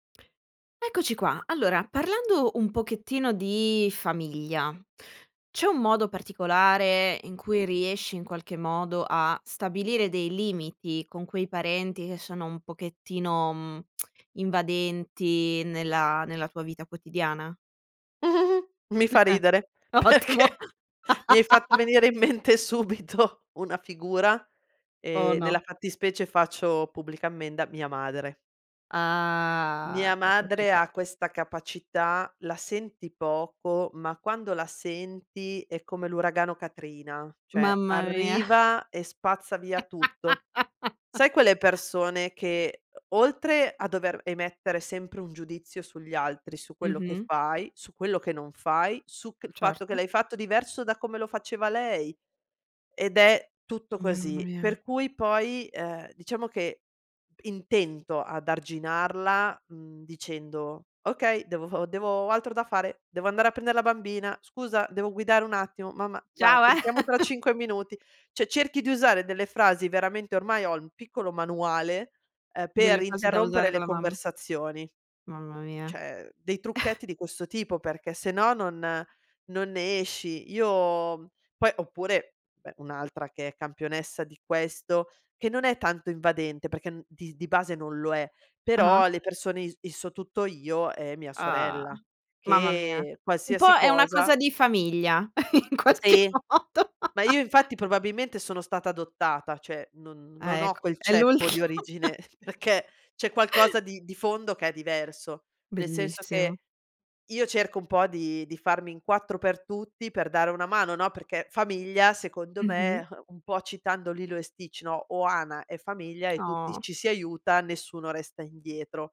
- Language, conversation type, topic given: Italian, podcast, Come stabilire dei limiti con parenti invadenti?
- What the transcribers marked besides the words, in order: tapping; tsk; giggle; chuckle; laughing while speaking: "perché"; laughing while speaking: "Ottimo"; laugh; laughing while speaking: "subito"; drawn out: "Ah"; other background noise; chuckle; chuckle; "Cioè" said as "ceh"; "Cioè" said as "ceh"; chuckle; laughing while speaking: "in qualche modo"; "cioè" said as "ceh"; laughing while speaking: "è l'ultimo"; chuckle